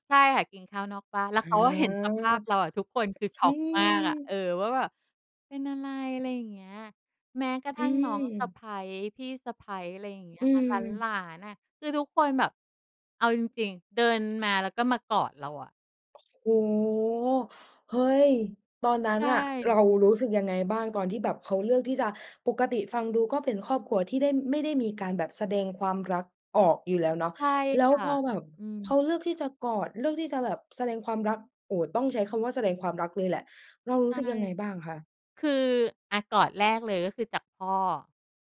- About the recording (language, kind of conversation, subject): Thai, podcast, ความทรงจำในครอบครัวที่ทำให้คุณรู้สึกอบอุ่นใจที่สุดคืออะไร?
- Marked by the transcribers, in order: other background noise; tapping